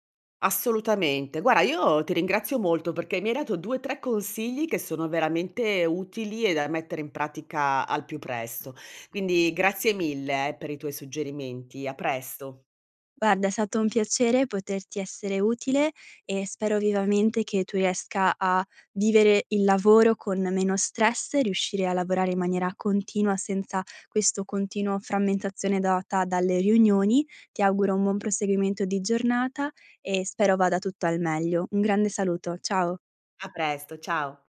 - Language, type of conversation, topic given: Italian, advice, Come posso gestire un lavoro frammentato da riunioni continue?
- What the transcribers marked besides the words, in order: none